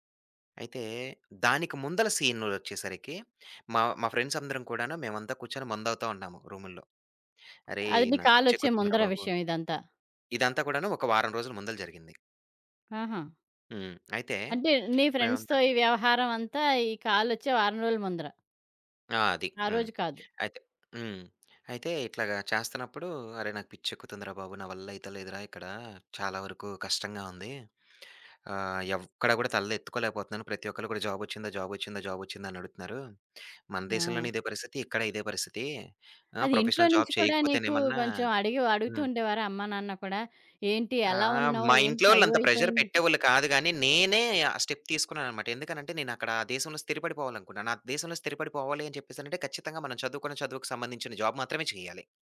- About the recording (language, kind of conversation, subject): Telugu, podcast, ఉద్యోగ భద్రతా లేదా స్వేచ్ఛ — మీకు ఏది ఎక్కువ ముఖ్యమైంది?
- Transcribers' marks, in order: in English: "ఫ్రెండ్స్"; other background noise; tapping; in English: "ఫ్రెండ్స్‌తో"; in English: "జాబ్"; in English: "జాబ్"; in English: "జాబ్"; in English: "ప్రొఫెషనల్ జాబ్"; in English: "ప్రెషర్"; in English: "స్టెప్"; in English: "జాబ్"